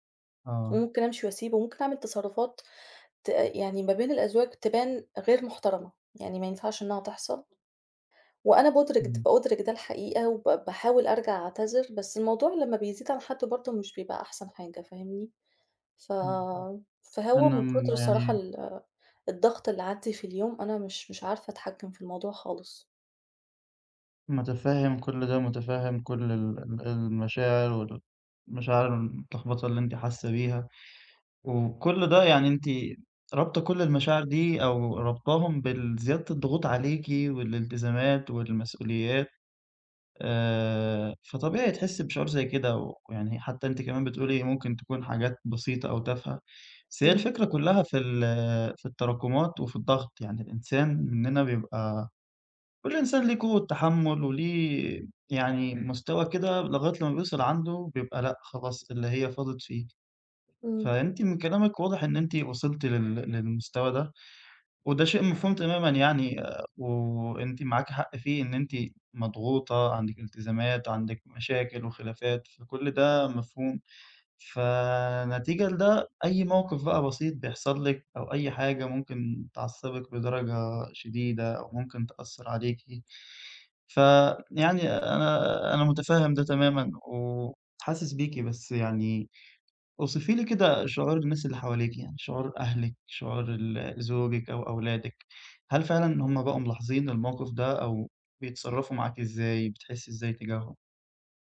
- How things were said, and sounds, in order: tapping
- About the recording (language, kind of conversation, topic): Arabic, advice, إزاي التعب المزمن بيأثر على تقلبات مزاجي وانفجارات غضبي؟